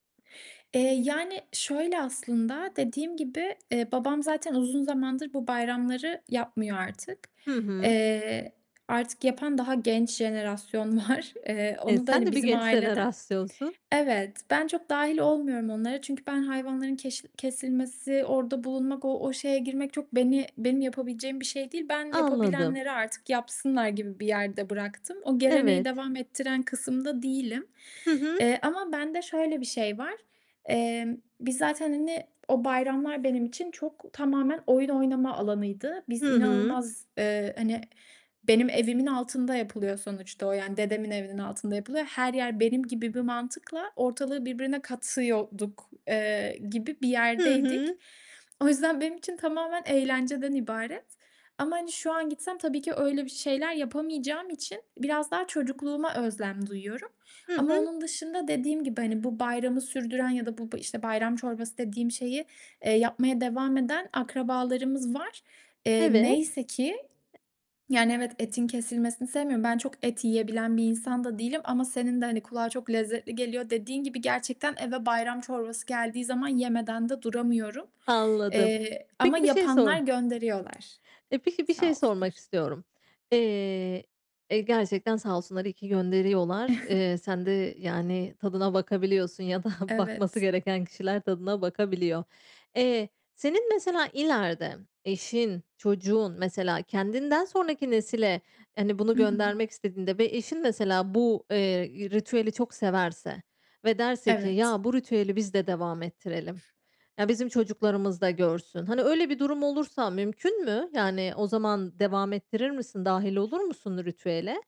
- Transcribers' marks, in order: chuckle; unintelligible speech; chuckle; other background noise
- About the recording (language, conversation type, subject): Turkish, podcast, Ailenizde nesilden nesile aktarılan bir yemek tarifi var mı?